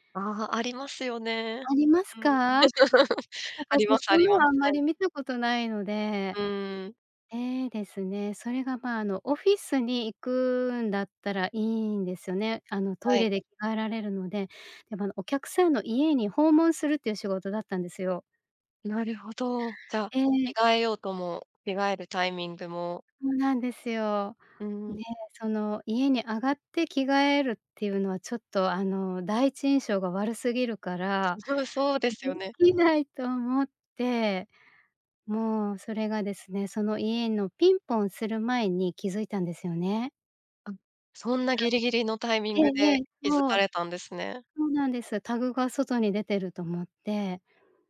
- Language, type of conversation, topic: Japanese, podcast, 服の失敗談、何かある？
- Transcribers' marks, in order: laugh